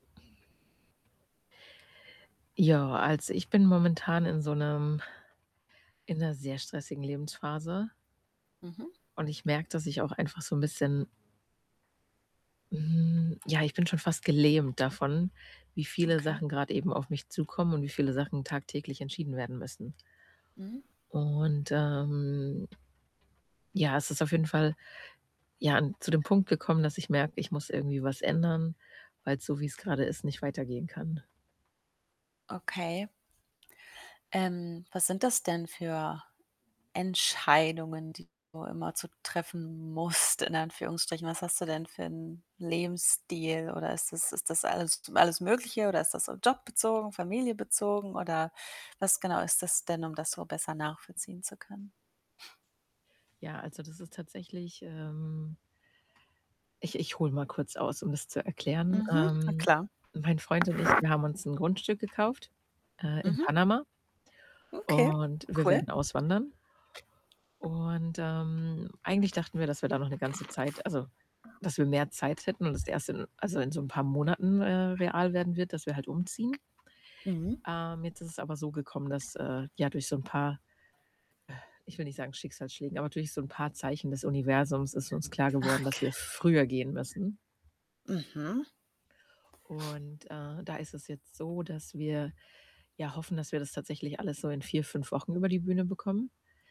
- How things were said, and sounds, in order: static; other background noise; tapping; background speech; distorted speech; drawn out: "ähm"; sigh; stressed: "früher"
- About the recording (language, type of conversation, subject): German, advice, Wie kann ich die tägliche Überforderung durch zu viele Entscheidungen in meinem Leben reduzieren?